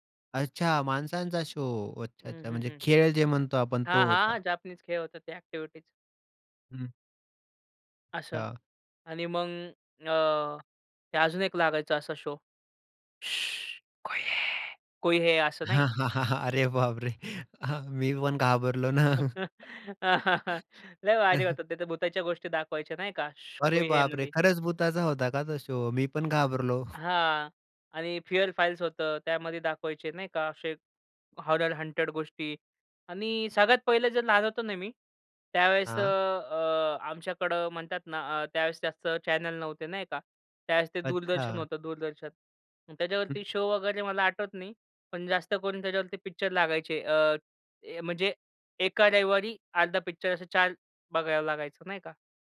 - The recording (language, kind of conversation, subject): Marathi, podcast, बालपणी तुमचा आवडता दूरदर्शनवरील कार्यक्रम कोणता होता?
- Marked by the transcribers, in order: in English: "एक्टिविटीज"; put-on voice: "शुह कोई हे"; laughing while speaking: "अरे बाप रे! हां. मी पण घाबरलो ना"; chuckle; laughing while speaking: "लय भारी होतं"; laughing while speaking: "घाबरलो"; in English: "हॉरर हंटेड"; in English: "चॅनल"